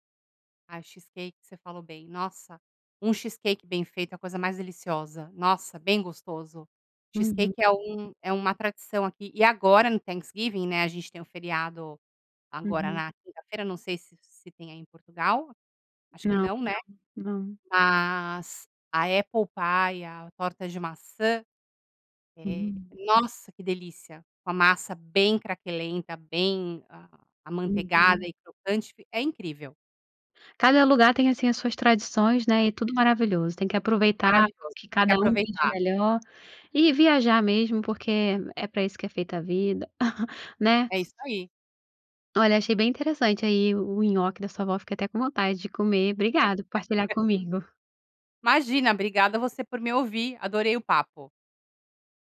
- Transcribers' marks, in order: in English: "Thanksgiving"; in English: "apple pie"; other background noise; giggle; laugh
- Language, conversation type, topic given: Portuguese, podcast, Qual é uma comida tradicional que reúne a sua família?